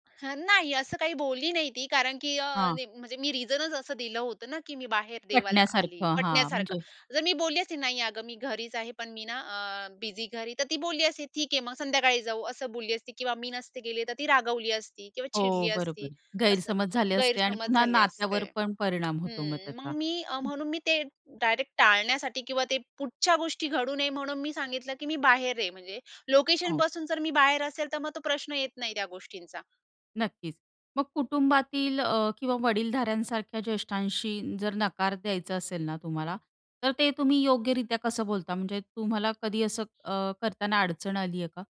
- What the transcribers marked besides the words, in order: other background noise; in English: "रिझनच"
- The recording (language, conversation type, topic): Marathi, podcast, वेळ नसेल तर तुम्ही नकार कसा देता?